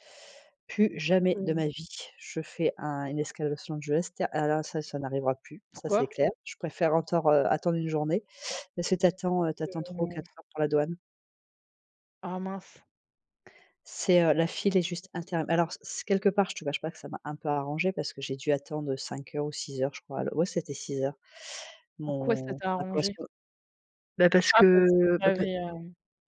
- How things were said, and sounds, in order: "encore" said as "entore"
- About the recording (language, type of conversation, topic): French, unstructured, Préférez-vous partir en vacances à l’étranger ou faire des découvertes près de chez vous ?
- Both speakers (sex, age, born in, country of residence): female, 25-29, France, France; female, 45-49, France, France